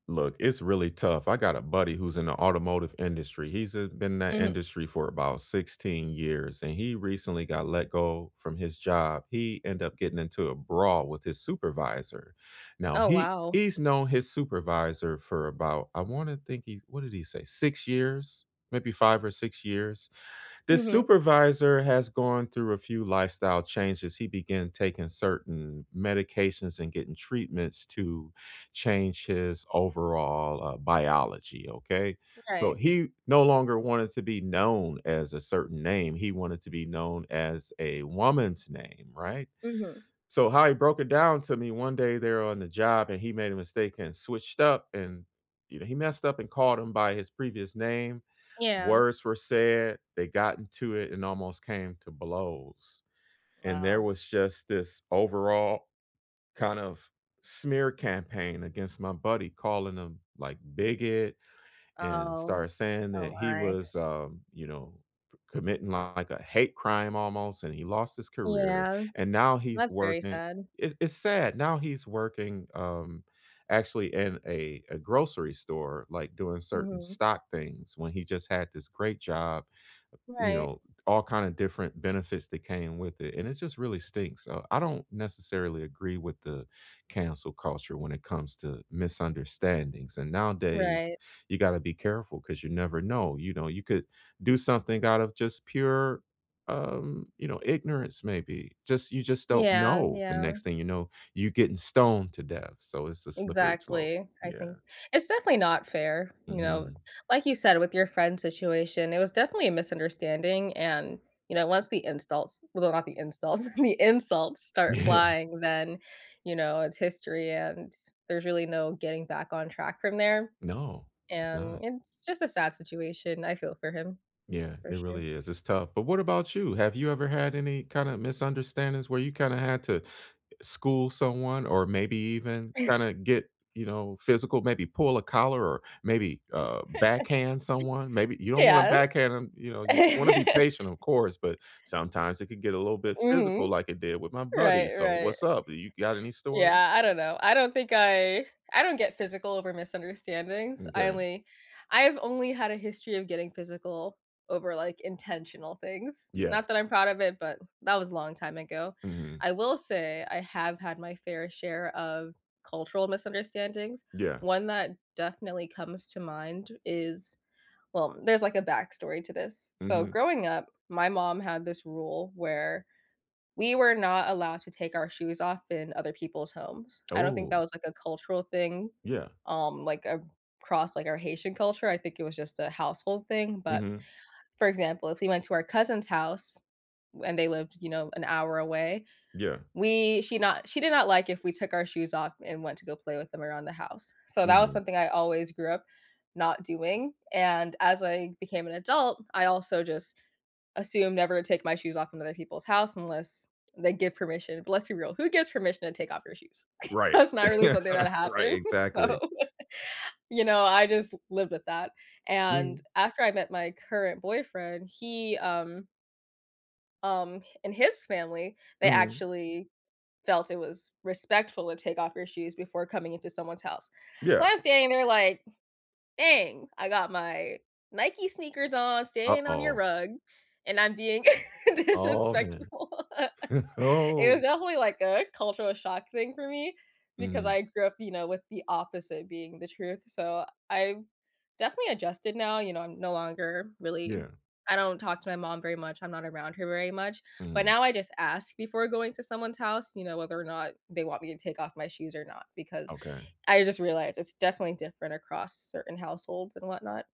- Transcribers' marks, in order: laughing while speaking: "Yeah"; giggle; laughing while speaking: "the insults"; chuckle; laugh; laugh; chuckle; laughing while speaking: "happens. So"; laughing while speaking: "disrespectful"; laughing while speaking: "Oh"; laughing while speaking: "Oh"
- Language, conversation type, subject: English, unstructured, How can I handle cultural misunderstandings without taking them personally?